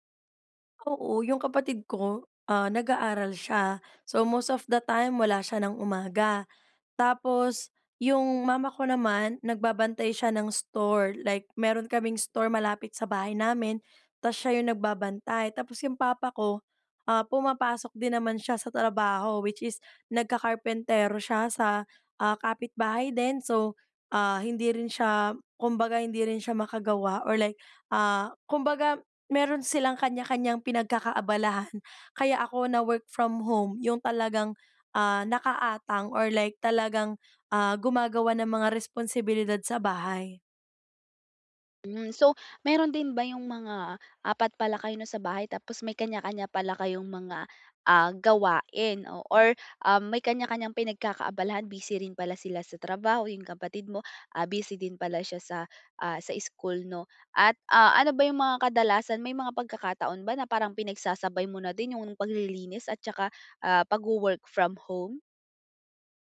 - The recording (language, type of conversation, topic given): Filipino, advice, Paano namin maayos at patas na maibabahagi ang mga responsibilidad sa aming pamilya?
- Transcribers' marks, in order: none